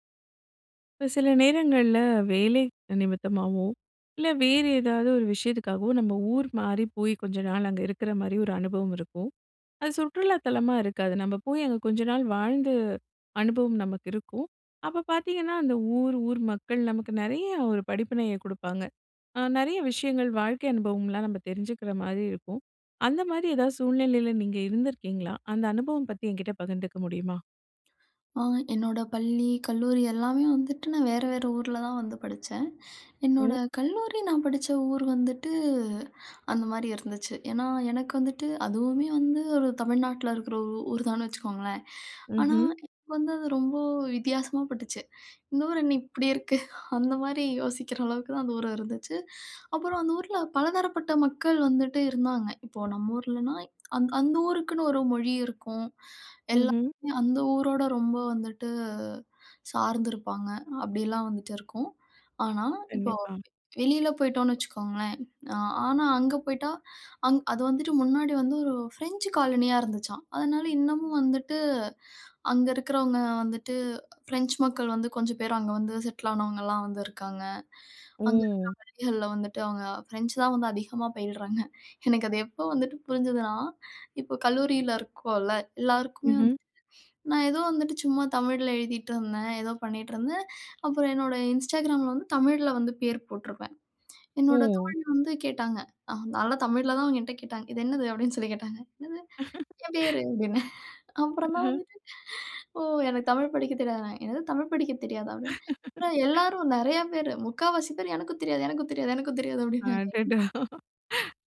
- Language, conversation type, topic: Tamil, podcast, சுற்றுலா இடம் அல்லாமல், மக்கள் வாழ்வை உணர்த்திய ஒரு ஊரைப் பற்றி நீங்கள் கூற முடியுமா?
- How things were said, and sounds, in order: laughing while speaking: "இருக்கு, அந்த மாதிரி"; laughing while speaking: "பயில்றாங்க. எனக்கு அது எப்போ வந்துட்டு புரிஞ்சுதுன்னா"; laughing while speaking: "அப்படின்னேன். அப்புறம் தான் வந்துட்டு ஓ! எனக்கு தமிழ் படிக்கத் தெரியாதுனாங்க"; chuckle; other background noise; laugh; laughing while speaking: "அடடா!"